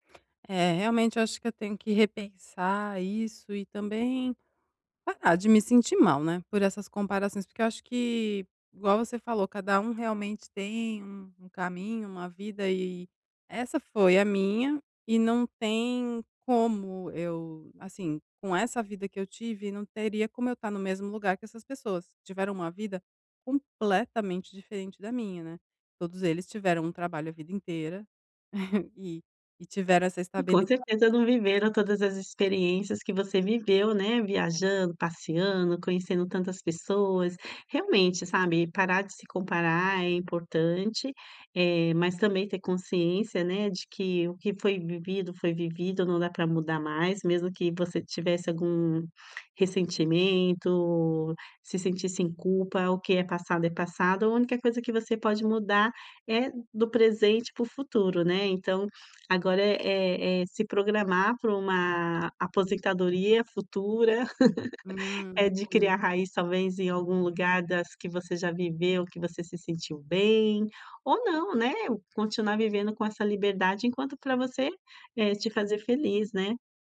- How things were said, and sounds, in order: laugh; laugh
- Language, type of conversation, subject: Portuguese, advice, Por que me sinto mal por não estar no mesmo ponto da vida que meus amigos?